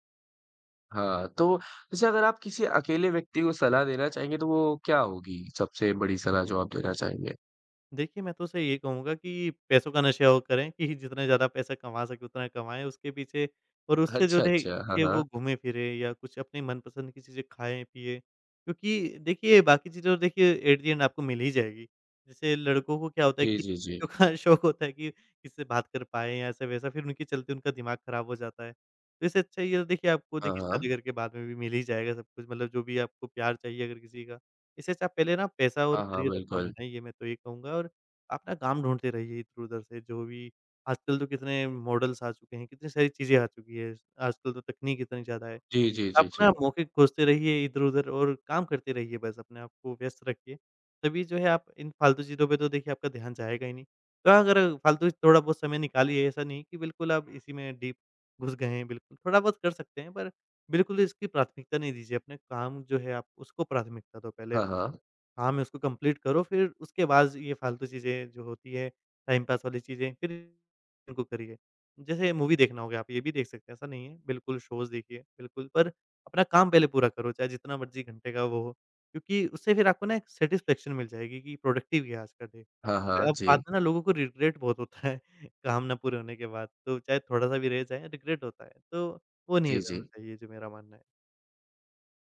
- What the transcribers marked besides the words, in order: laughing while speaking: "अच्छा"; laughing while speaking: "का"; in English: "करियर"; in English: "मॉडल्स"; in English: "डीप"; in English: "कंप्लीट"; in English: "टाइमपास"; in English: "मूवी"; in English: "शोज़"; in English: "सैटिस्फैक्शन"; in English: "प्रोडक्टिव"; in English: "रिग्रेट"; chuckle; in English: "रिग्रेट"
- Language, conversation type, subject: Hindi, podcast, शहर में अकेलापन कम करने के क्या तरीके हो सकते हैं?